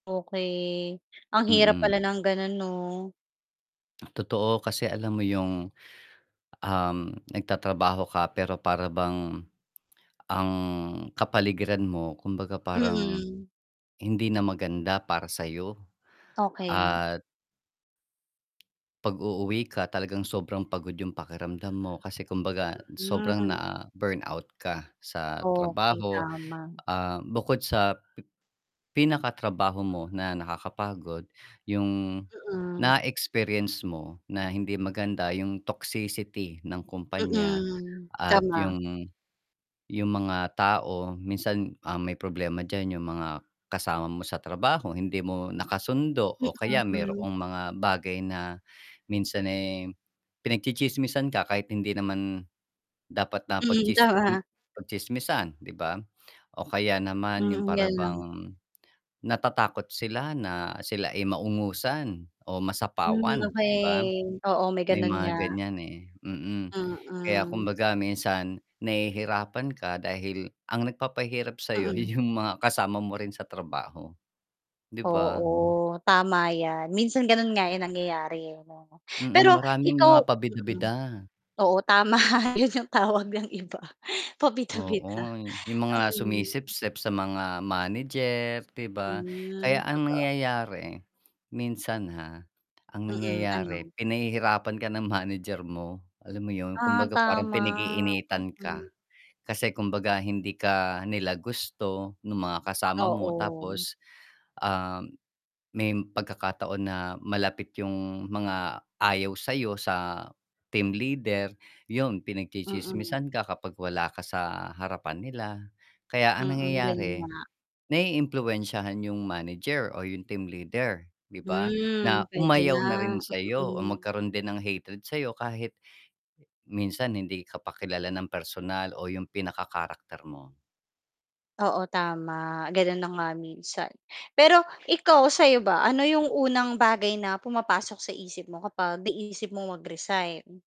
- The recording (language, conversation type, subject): Filipino, podcast, Paano mo malalaman kung oras na para umalis ka sa trabaho?
- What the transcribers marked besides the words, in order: static; laughing while speaking: "yung"; laughing while speaking: "tama. Yun yung tawag ng iba, pabida-bida"; laughing while speaking: "manager"; other background noise